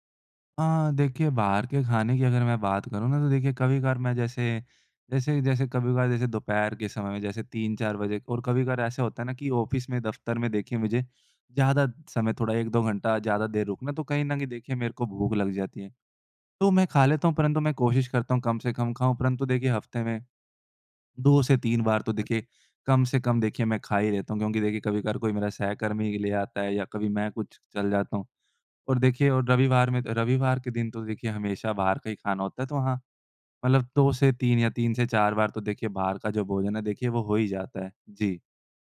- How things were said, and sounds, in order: in English: "ऑफिस"; tapping
- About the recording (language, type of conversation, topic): Hindi, advice, आपकी कसरत में प्रगति कब और कैसे रुक गई?